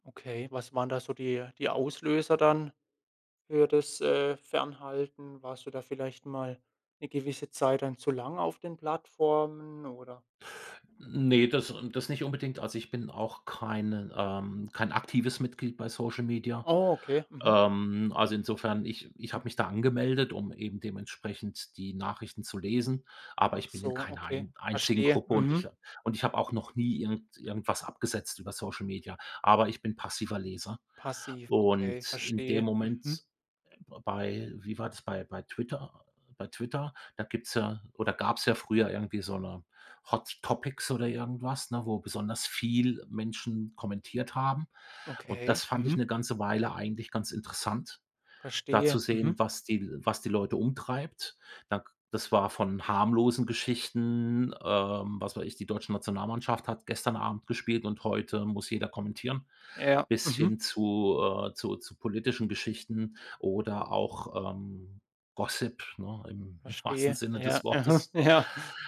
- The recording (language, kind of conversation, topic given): German, podcast, Wie beeinflussen soziale Medien ehrlich gesagt dein Wohlbefinden?
- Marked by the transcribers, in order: in English: "Hot Topics"; stressed: "viel"; laughing while speaking: "wahrsten Sinne des Wortes"; laughing while speaking: "Ja"